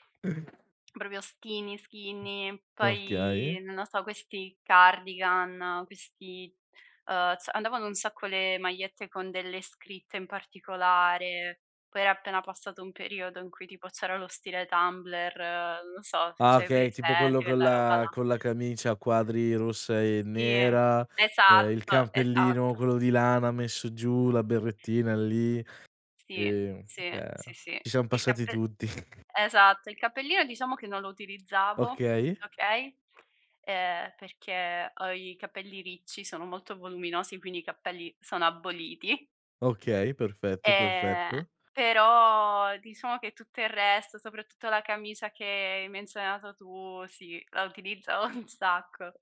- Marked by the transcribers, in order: chuckle; in English: "skinny, skinny"; tapping; other background noise; chuckle; laughing while speaking: "utilizzavo"
- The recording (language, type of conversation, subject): Italian, podcast, Come è cambiato il tuo stile nel corso degli anni?